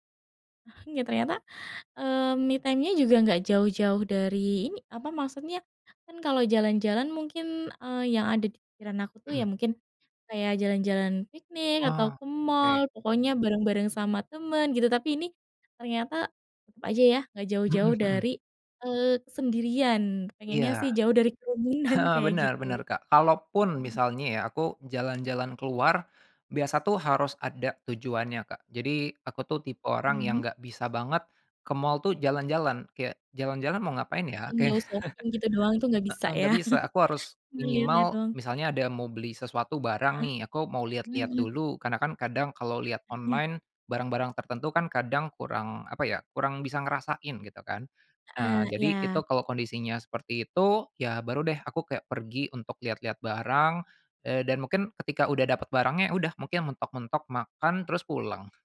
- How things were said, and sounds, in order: chuckle; in English: "me time-nya"; chuckle; in English: "Window shopping"; chuckle
- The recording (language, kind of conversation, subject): Indonesian, podcast, Bagaimana biasanya kamu memulihkan diri setelah menjalani hari yang melelahkan?